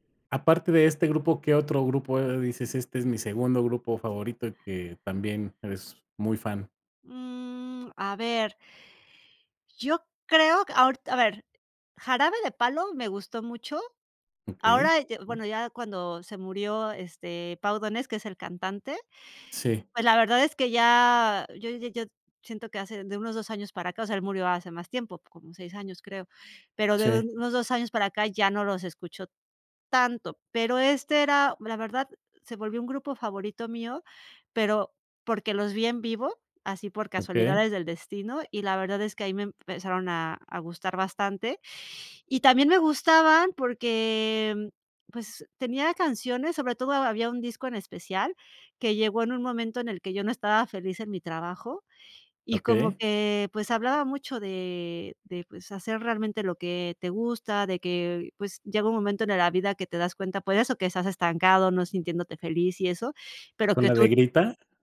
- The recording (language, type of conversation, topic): Spanish, podcast, ¿Qué músico descubriste por casualidad que te cambió la vida?
- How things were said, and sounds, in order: other background noise